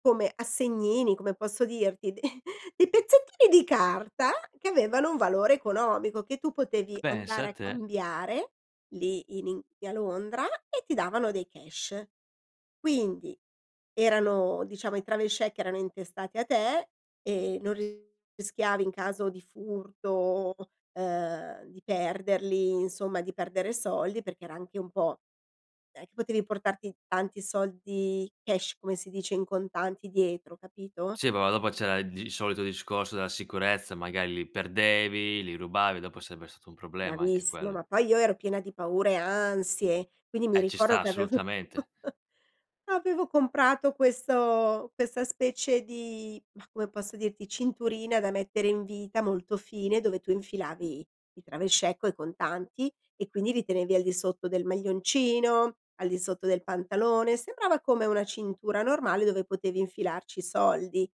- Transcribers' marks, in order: laughing while speaking: "de"; in English: "cash"; in English: "travel check"; in English: "cash"; chuckle; in English: "travel check"
- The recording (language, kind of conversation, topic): Italian, podcast, Qual è stato il tuo primo viaggio da solo?